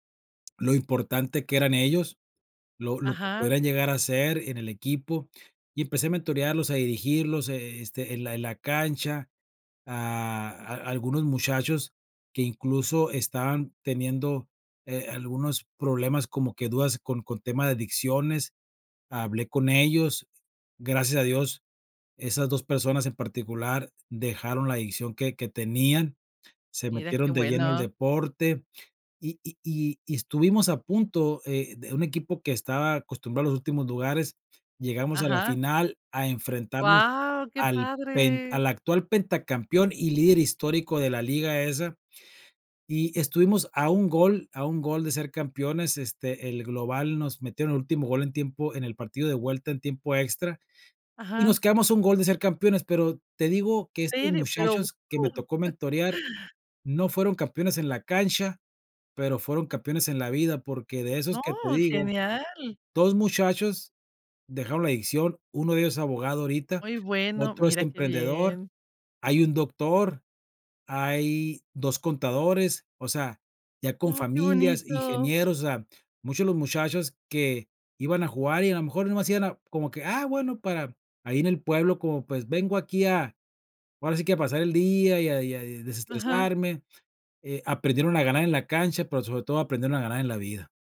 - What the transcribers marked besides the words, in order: "campeones" said as "campiones"; chuckle
- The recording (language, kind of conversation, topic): Spanish, podcast, ¿Cómo puedes convertirte en un buen mentor?